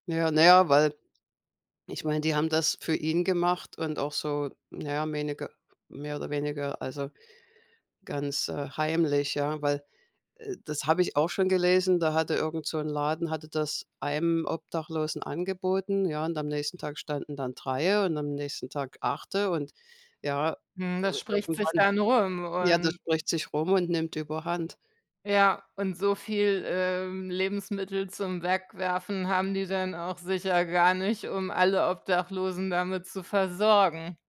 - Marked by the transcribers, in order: other background noise
- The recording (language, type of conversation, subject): German, unstructured, Wie stehst du zur Lebensmittelverschwendung?